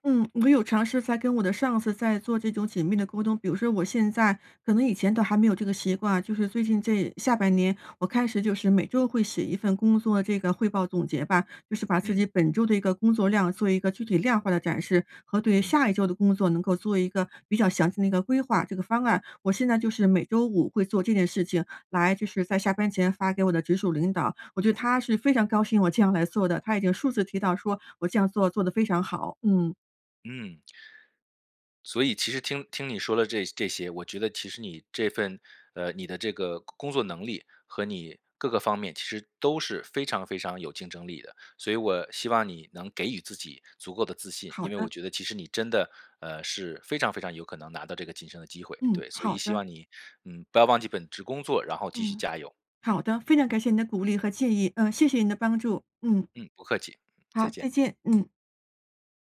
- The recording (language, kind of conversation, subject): Chinese, advice, 在竞争激烈的情况下，我该如何争取晋升？
- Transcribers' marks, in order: tapping